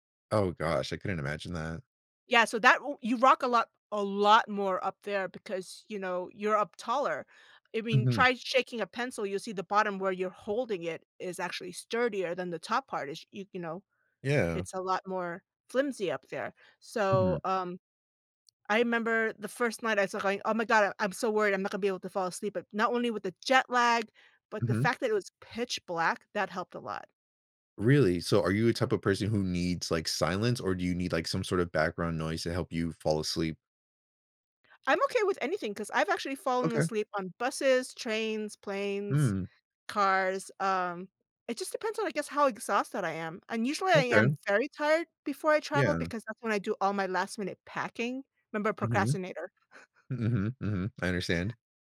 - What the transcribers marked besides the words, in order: stressed: "lot"; chuckle
- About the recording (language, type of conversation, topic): English, unstructured, How can I keep my sleep and workouts on track while traveling?